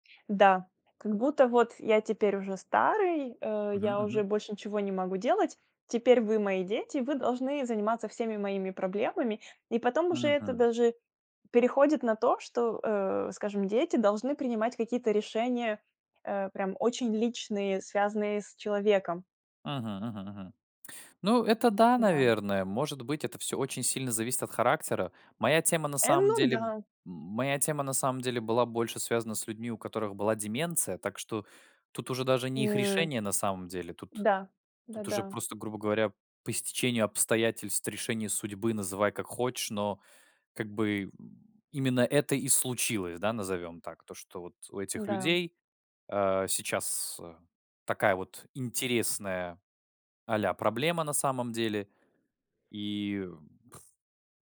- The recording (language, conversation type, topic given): Russian, podcast, Какой рабочий опыт сильно тебя изменил?
- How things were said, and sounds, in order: tapping; lip trill